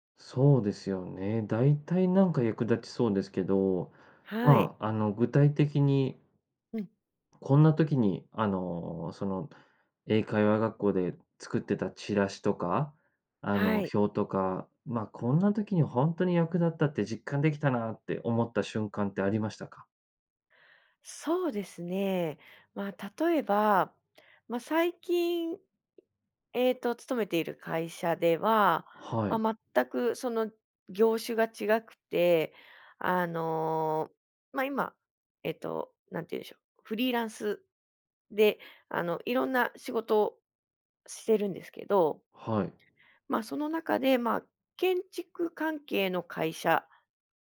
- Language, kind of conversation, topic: Japanese, podcast, スキルを他の業界でどのように活かせますか？
- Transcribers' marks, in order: other background noise